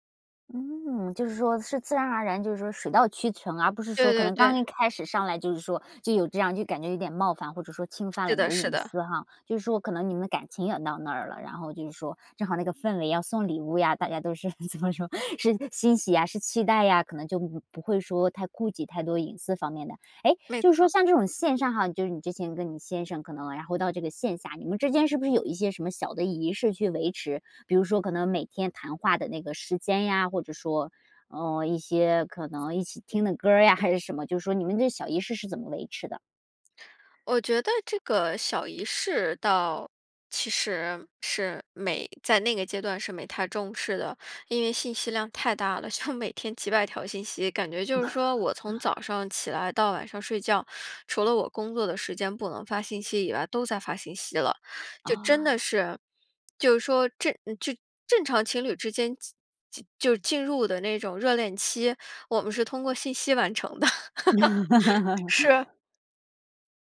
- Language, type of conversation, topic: Chinese, podcast, 你会如何建立真实而深度的人际联系？
- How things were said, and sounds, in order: laughing while speaking: "怎么说，是"; laughing while speaking: "就"; laugh; laugh; laughing while speaking: "的"; laugh